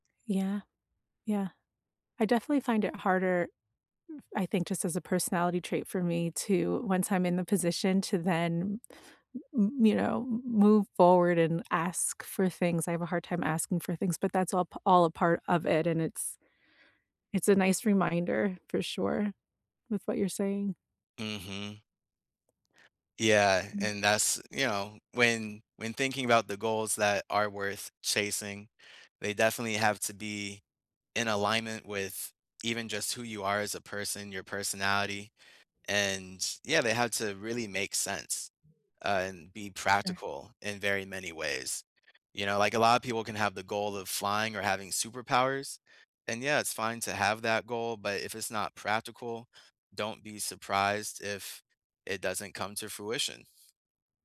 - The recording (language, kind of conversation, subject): English, unstructured, How do you decide which goals are worth pursuing?
- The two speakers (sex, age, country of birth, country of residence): female, 40-44, United States, United States; male, 30-34, United States, United States
- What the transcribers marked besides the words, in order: tapping; other background noise